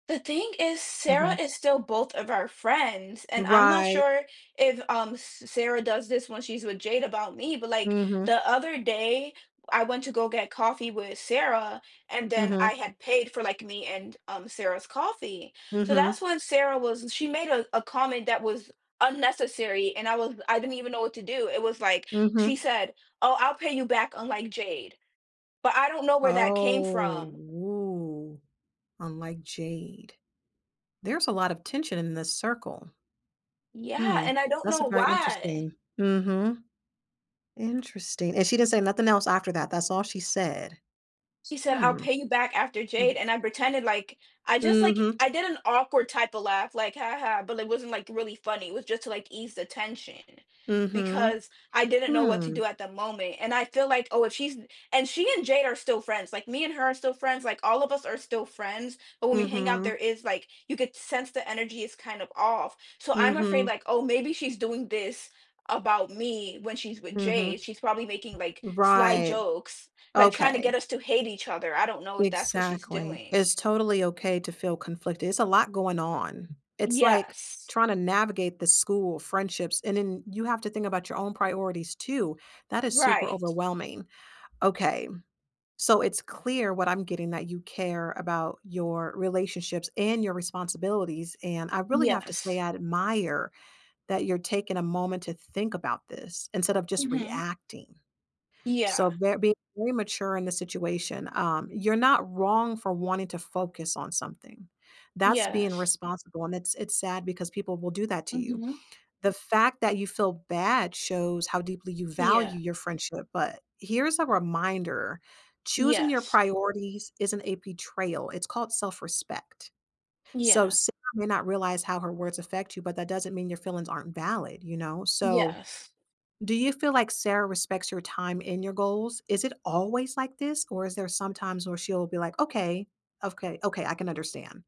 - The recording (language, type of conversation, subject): English, advice, How can I improve my work-life balance?
- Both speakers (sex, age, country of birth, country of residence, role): female, 20-24, United States, United States, user; female, 35-39, United States, United States, advisor
- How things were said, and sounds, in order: drawn out: "Oh, ooh"; chuckle; other background noise